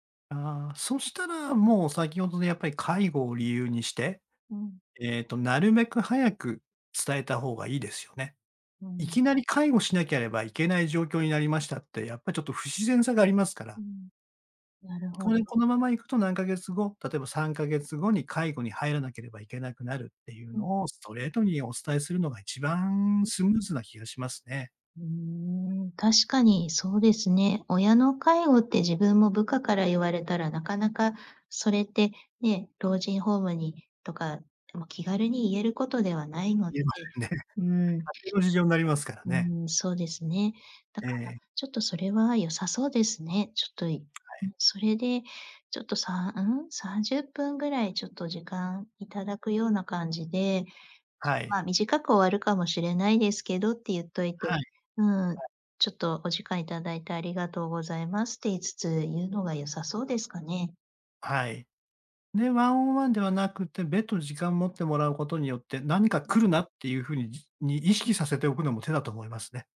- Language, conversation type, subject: Japanese, advice, 現職の会社に転職の意思をどのように伝えるべきですか？
- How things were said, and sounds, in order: other background noise; in English: "ワンオンワン"